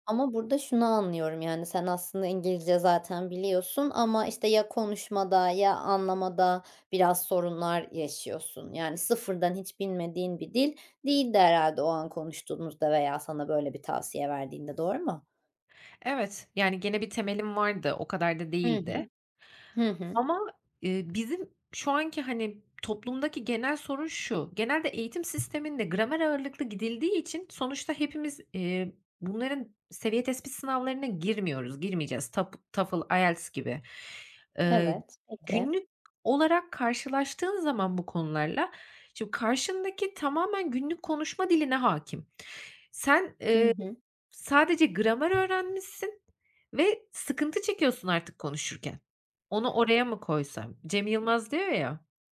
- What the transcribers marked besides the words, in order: other background noise; tapping; other noise
- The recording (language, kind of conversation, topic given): Turkish, podcast, Kendi kendine öğrenmeyi nasıl öğrendin, ipuçların neler?